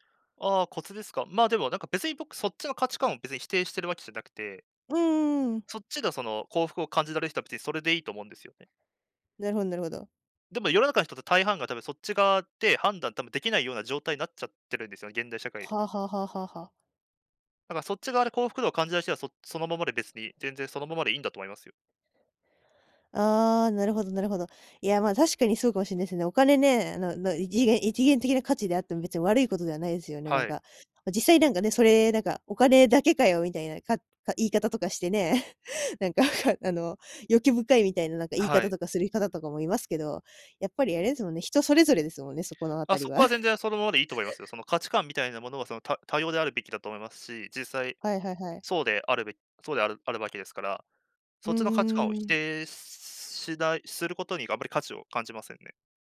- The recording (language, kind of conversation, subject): Japanese, podcast, ぶっちゃけ、収入だけで成功は測れますか？
- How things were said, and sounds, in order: chuckle; laughing while speaking: "なんか"; laughing while speaking: "辺りは"